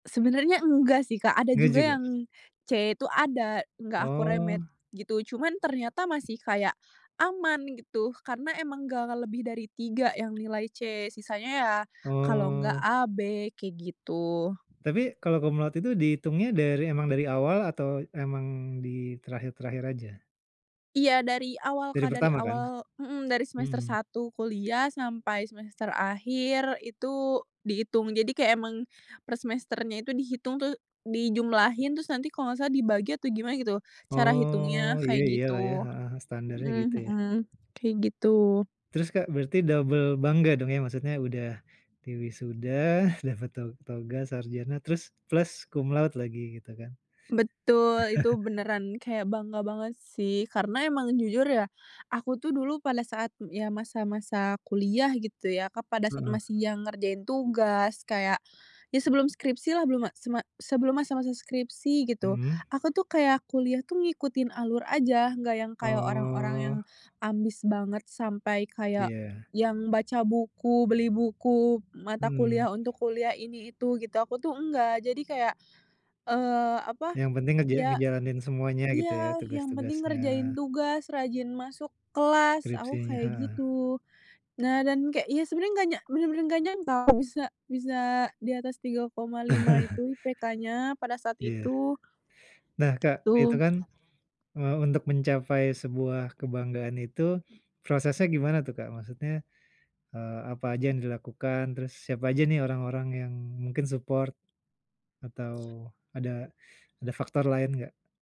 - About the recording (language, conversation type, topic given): Indonesian, podcast, Kapan terakhir kali kamu merasa sangat bangga pada diri sendiri?
- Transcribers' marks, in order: laughing while speaking: "diwisuda"; chuckle; drawn out: "Oh"; other background noise; background speech; in English: "support"